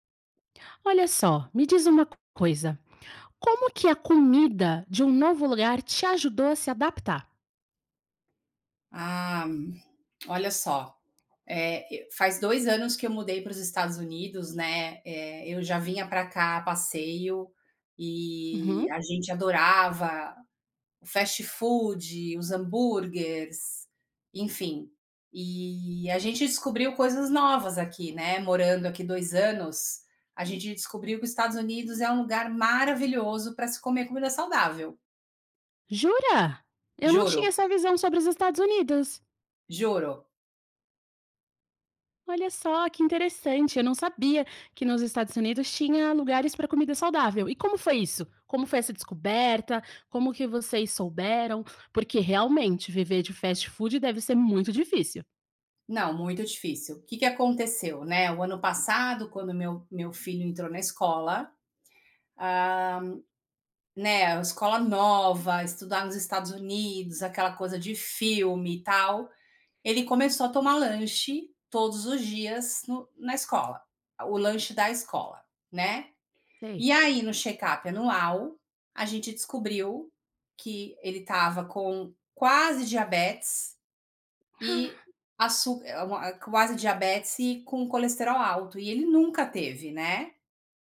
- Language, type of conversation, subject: Portuguese, podcast, Como a comida do novo lugar ajudou você a se adaptar?
- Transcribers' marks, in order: none